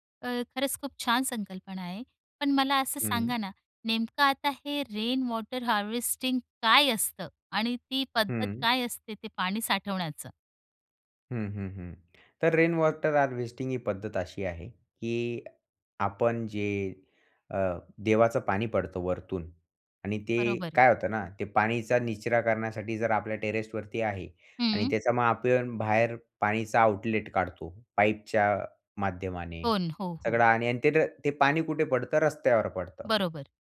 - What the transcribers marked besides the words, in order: in English: "रेन वॉटर हार्वेस्टिंग"; in English: "रेन वॉटर हार्वेस्टिंग"; in English: "टेरेसवरती"; in English: "आउटलेट"; in English: "पाईपच्या"
- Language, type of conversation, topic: Marathi, podcast, घरात पाण्याची बचत प्रभावीपणे कशी करता येईल, आणि त्याबाबत तुमचा अनुभव काय आहे?